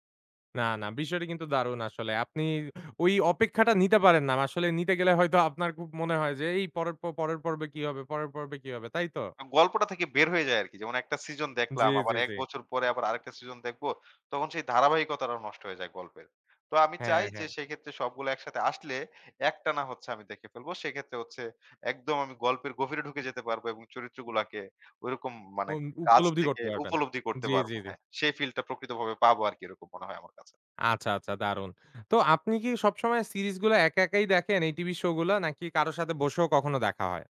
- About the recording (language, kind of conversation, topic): Bengali, podcast, কেন কিছু টেলিভিশন ধারাবাহিক জনপ্রিয় হয় আর কিছু ব্যর্থ হয়—আপনার ব্যাখ্যা কী?
- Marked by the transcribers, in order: none